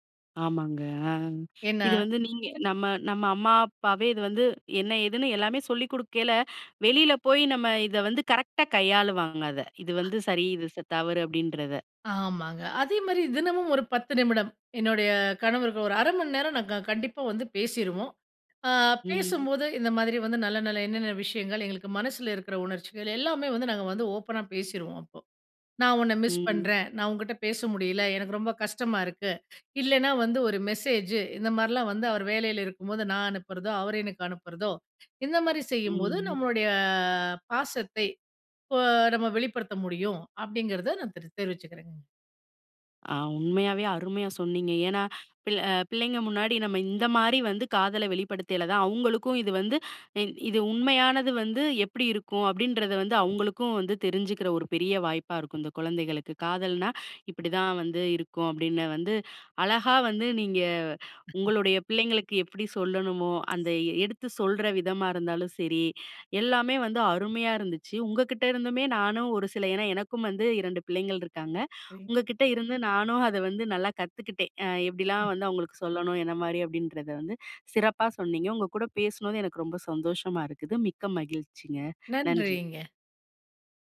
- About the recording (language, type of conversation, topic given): Tamil, podcast, குழந்தைகள் பிறந்த பிறகு காதல் உறவை எப்படி பாதுகாப்பீர்கள்?
- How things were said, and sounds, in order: other background noise; drawn out: "நம்மளுடைய"; drawn out: "நீங்க"; unintelligible speech; drawn out: "நன்றிங்க"